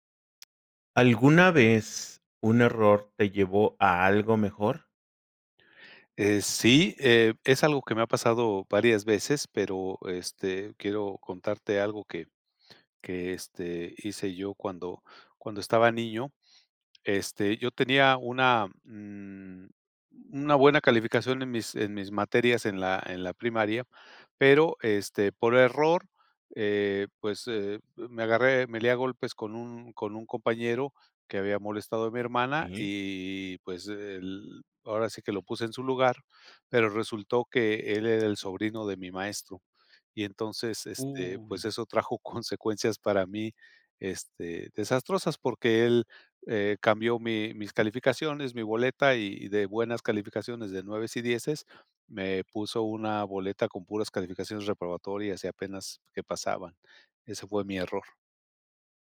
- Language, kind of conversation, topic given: Spanish, podcast, ¿Alguna vez un error te llevó a algo mejor?
- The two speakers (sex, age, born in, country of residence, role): male, 55-59, Mexico, Mexico, host; male, 60-64, Mexico, Mexico, guest
- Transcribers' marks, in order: none